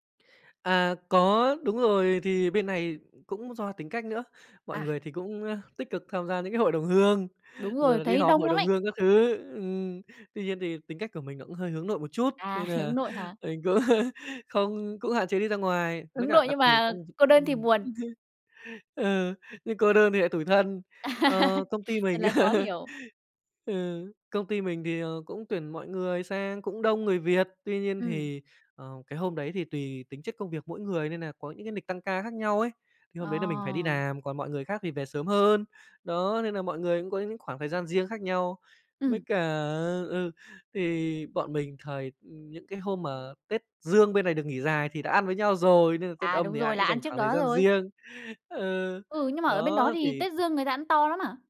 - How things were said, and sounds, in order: chuckle; chuckle; laugh; "làm" said as "nàm"; other background noise
- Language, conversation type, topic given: Vietnamese, podcast, Bạn đã bao giờ nghe nhạc đến mức bật khóc chưa, kể cho mình nghe được không?